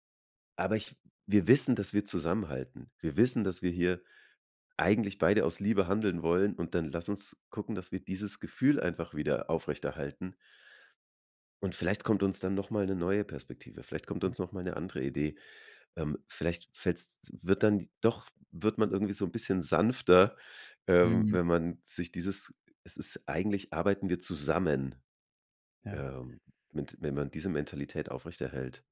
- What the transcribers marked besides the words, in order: stressed: "zusammen"
- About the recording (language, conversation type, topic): German, podcast, Wie könnt ihr als Paar Erziehungsfragen besprechen, ohne dass es zum Streit kommt?
- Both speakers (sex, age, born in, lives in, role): male, 35-39, Germany, Germany, guest; male, 35-39, Germany, Germany, host